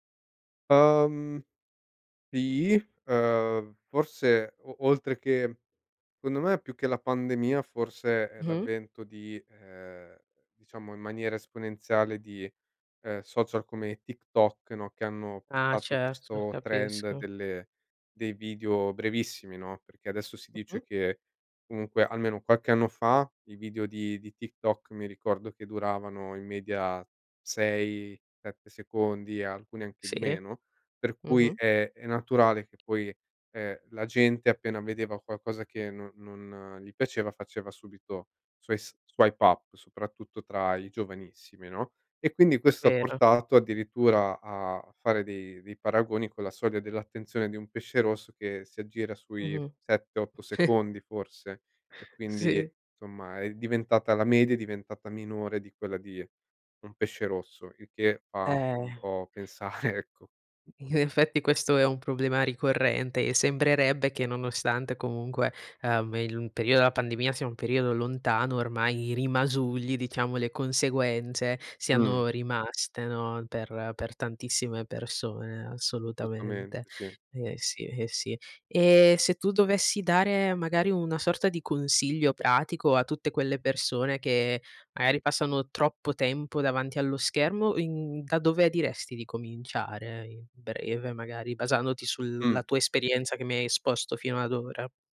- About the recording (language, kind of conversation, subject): Italian, podcast, Cosa fai per limitare il tempo davanti agli schermi?
- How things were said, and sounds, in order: tapping; in English: "swipe up"; chuckle; laughing while speaking: "ecco"; unintelligible speech